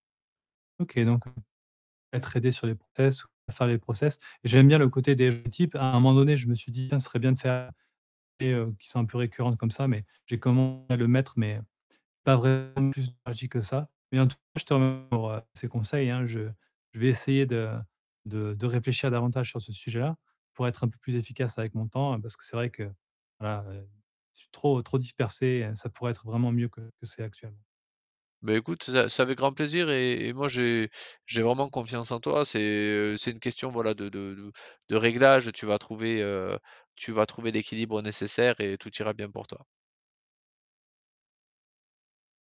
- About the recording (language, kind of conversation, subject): French, advice, Comment puis-je reprendre le contrôle de mon temps et déterminer les tâches urgentes et importantes à faire en priorité ?
- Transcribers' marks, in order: distorted speech; unintelligible speech; unintelligible speech; unintelligible speech; unintelligible speech